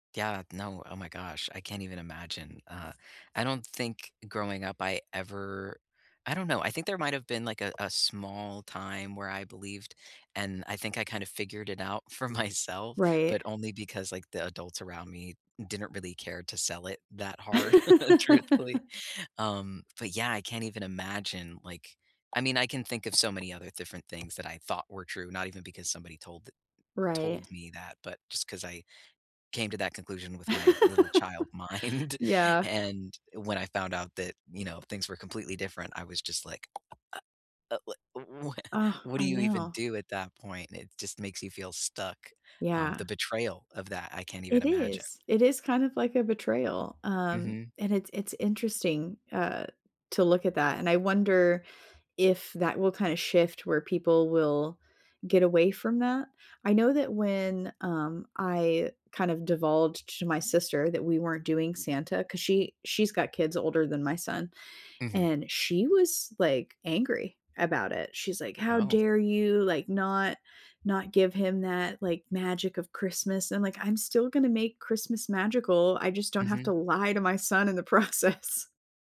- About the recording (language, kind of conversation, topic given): English, unstructured, How can I create a holiday memory that's especially meaningful?
- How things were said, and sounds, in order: other background noise; tapping; laughing while speaking: "for myself"; chuckle; laugh; other noise; laugh; laughing while speaking: "mind"; laughing while speaking: "w"; laughing while speaking: "process"